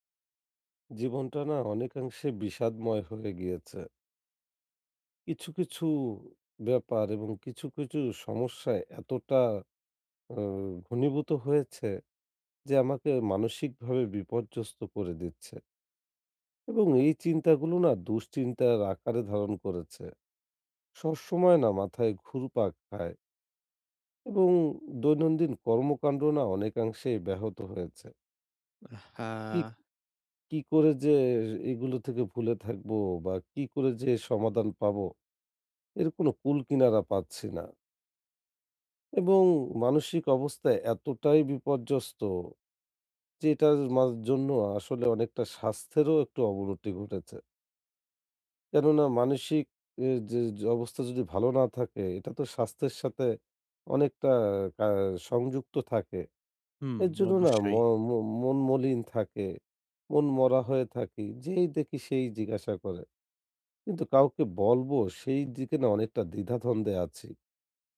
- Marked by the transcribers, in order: tapping; other background noise; "অবনতি" said as "অবনটি"
- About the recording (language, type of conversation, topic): Bengali, advice, শপিং করার সময় আমি কীভাবে সহজে সঠিক পণ্য খুঁজে নিতে পারি?